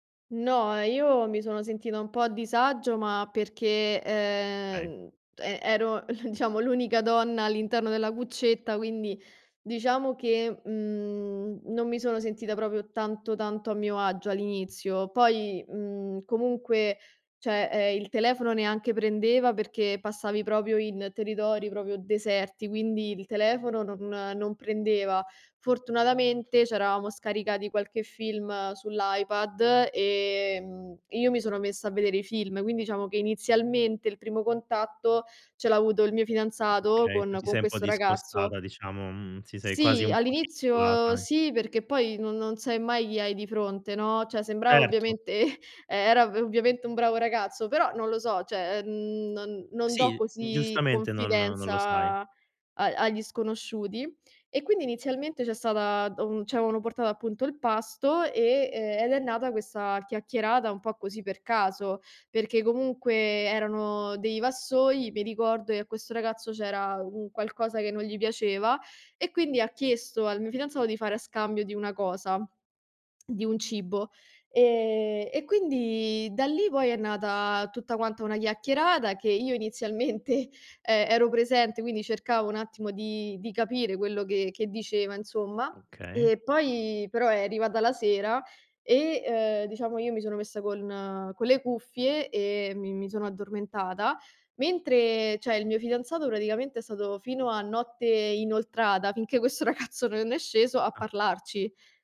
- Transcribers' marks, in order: "Okay" said as "kay"; chuckle; tapping; "cioè" said as "ceh"; "proprio" said as "propio"; "proprio" said as "propio"; unintelligible speech; "cioè" said as "ceh"; chuckle; "cioè" said as "ceh"; drawn out: "confidenza"; drawn out: "E"; laughing while speaking: "inizialmente"; lip smack; "cioè" said as "ceh"; laughing while speaking: "questo ragazzo"
- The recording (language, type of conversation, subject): Italian, podcast, Hai mai condiviso un pasto improvvisato con uno sconosciuto durante un viaggio?